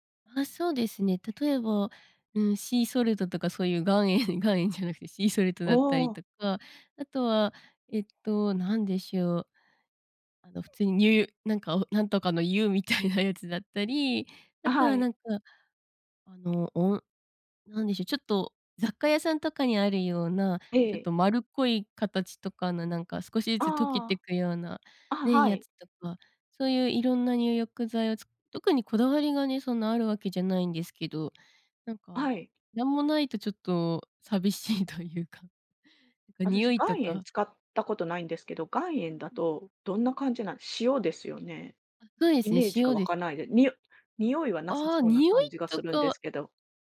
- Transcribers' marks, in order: laughing while speaking: "岩塩 岩塩じゃなくてシーソルトだったりとか"; laughing while speaking: "みたいな"; laughing while speaking: "寂しいというか"; tapping
- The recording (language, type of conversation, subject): Japanese, podcast, お風呂でリラックスする方法は何ですか？